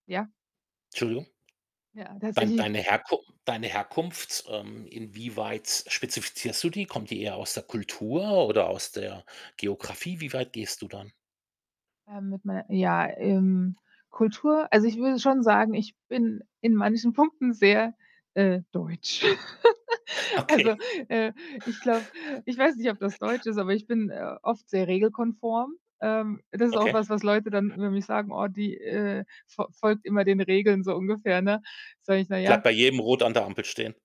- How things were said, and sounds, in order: tapping; other background noise; giggle; laughing while speaking: "Okay"; giggle; background speech
- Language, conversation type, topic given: German, podcast, Wie erzählst du von deiner Herkunft, wenn du neue Leute triffst?